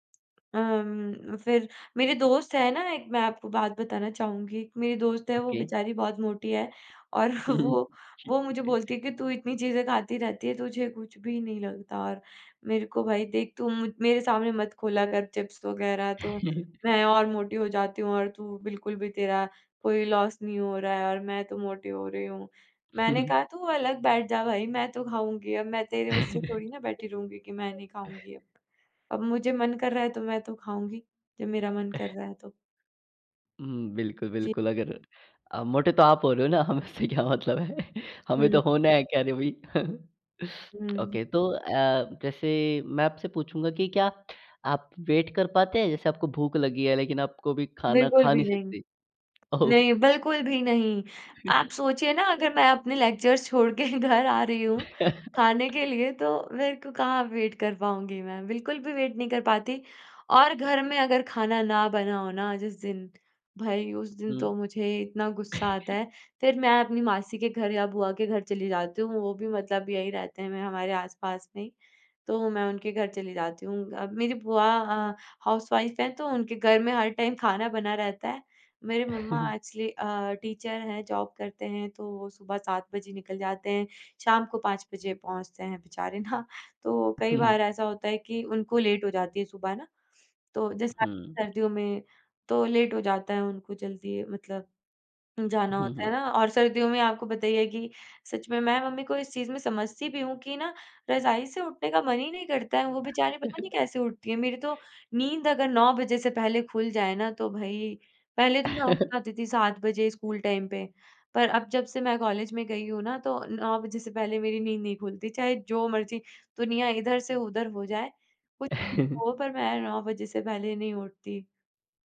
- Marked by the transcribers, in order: in English: "ओके"; laughing while speaking: "और वो"; chuckle; laughing while speaking: "ठीक है"; chuckle; in English: "लॉस"; chuckle; laugh; chuckle; laughing while speaking: "हम से क्या मतलब है? हमें तो होना है खैर अभी"; chuckle; in English: "ओके"; in English: "वेट"; laughing while speaking: "ओह!"; chuckle; in English: "लेक्चरर्स"; laughing while speaking: "के"; chuckle; in English: "वेट"; in English: "वेट"; chuckle; in English: "हाउसवाइफ़"; in English: "टाइम"; in English: "एक्चुअली"; chuckle; in English: "टीचर"; in English: "जॉब"; laughing while speaking: "ना"; chuckle; in English: "लेट"; in English: "लेट"; chuckle; chuckle; in English: "टाइम"; chuckle
- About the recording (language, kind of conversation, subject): Hindi, podcast, आप असली भूख और बोरियत से होने वाली खाने की इच्छा में कैसे फर्क करते हैं?